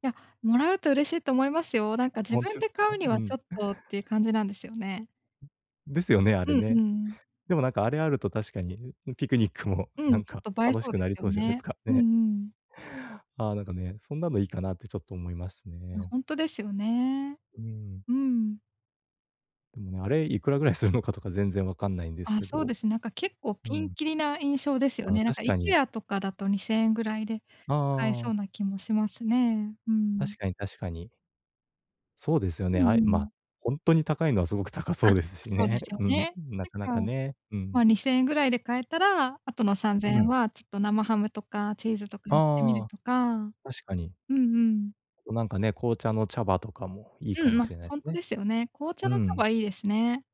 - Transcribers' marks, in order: tapping; laughing while speaking: "ピクニックもなんか楽しくなりそうじゃないすか、ね"; laughing while speaking: "高そうですしね。うん"
- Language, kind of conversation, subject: Japanese, advice, 相手に本当に喜ばれるプレゼントはどのように選べばいいですか？